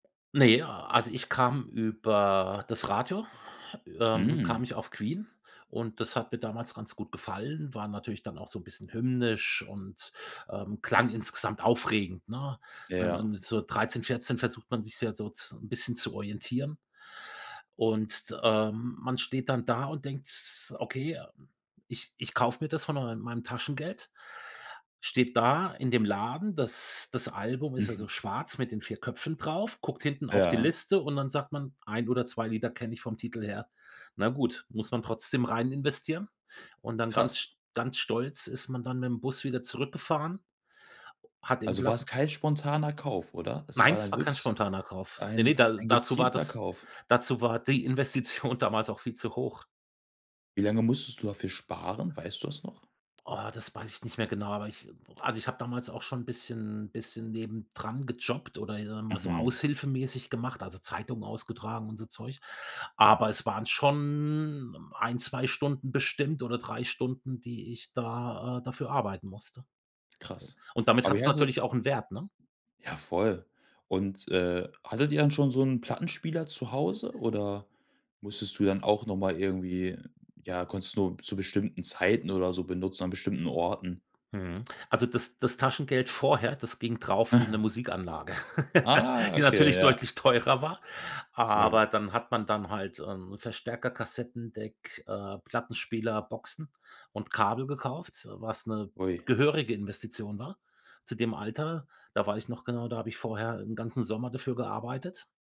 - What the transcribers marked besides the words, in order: other background noise; surprised: "Hm"; stressed: "Nein"; laughing while speaking: "Investition"; tapping; snort; chuckle; laughing while speaking: "teurer war"; stressed: "gehörige"
- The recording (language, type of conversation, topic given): German, podcast, Hast du Erinnerungen an das erste Album, das du dir gekauft hast?